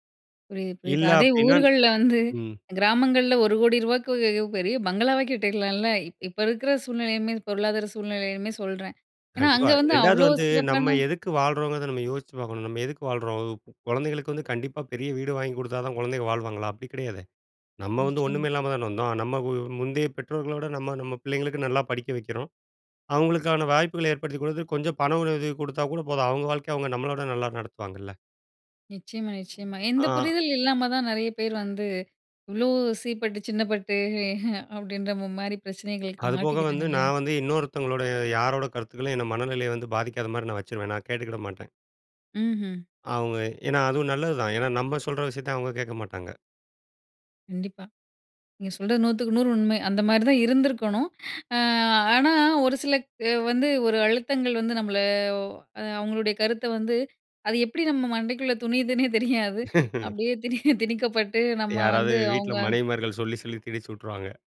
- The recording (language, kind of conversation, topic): Tamil, podcast, வறுமையைப் போல அல்லாமல் குறைவான உடைமைகளுடன் மகிழ்ச்சியாக வாழ்வது எப்படி?
- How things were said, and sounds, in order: other noise; chuckle